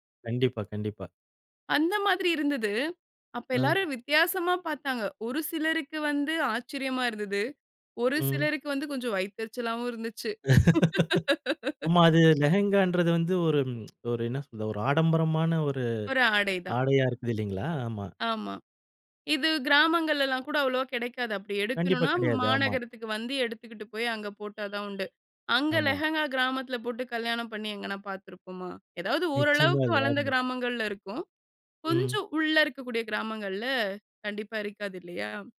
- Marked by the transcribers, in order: laugh; tsk; horn
- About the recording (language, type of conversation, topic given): Tamil, podcast, புதிய தோற்றம் உங்கள் உறவுகளுக்கு எப்படி பாதிப்பு கொடுத்தது?